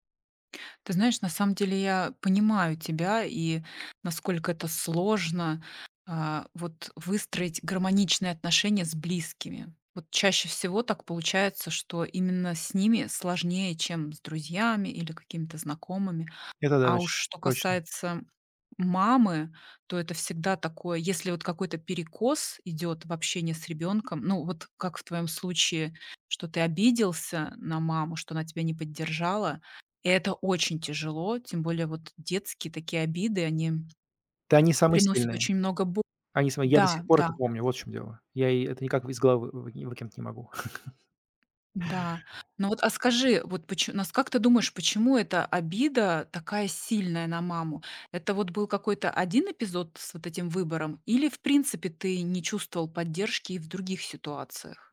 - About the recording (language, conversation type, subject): Russian, advice, Какие обиды и злость мешают вам двигаться дальше?
- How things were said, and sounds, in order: tapping; chuckle; other background noise